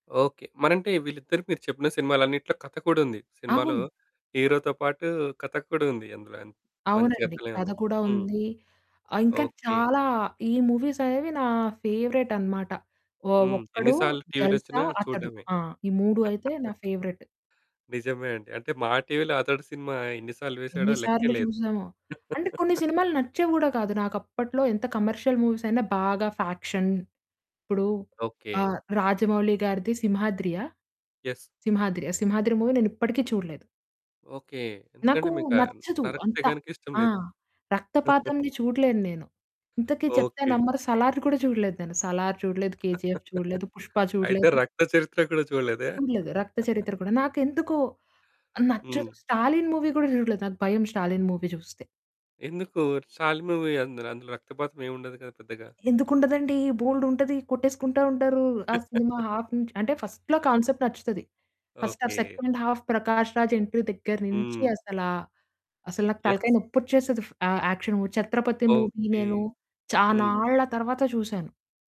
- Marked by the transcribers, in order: in English: "హీరోతో"; in English: "ఫేవరెట్"; chuckle; laugh; in English: "కమర్షియల్ మూవీస్"; in English: "ఫ్యాక్షన్"; in English: "ఎస్"; in English: "మూవీ"; chuckle; laugh; laugh; in English: "మూవీ"; in English: "మూవీ"; in English: "మూవీ"; laugh; in English: "హాఫ్"; in English: "ఫస్ట్‌లో కాన్సెప్ట్"; in English: "ఫస్ట్ ఆఫ్ సెకండ్ హాఫ్"; in English: "ఎంట్రీ"; in English: "ఎస్"; in English: "యాక్షన్ మూవీ"; in English: "మూవీ"
- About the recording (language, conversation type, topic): Telugu, podcast, కాలక్రమంలో సినిమాల పట్ల మీ అభిరుచి ఎలా మారింది?